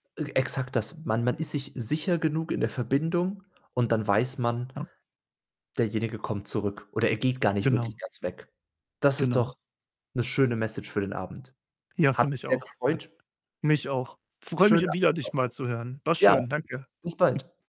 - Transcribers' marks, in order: distorted speech; static; chuckle
- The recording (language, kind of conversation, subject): German, unstructured, Wie gehst du mit Eifersucht in einer Partnerschaft um?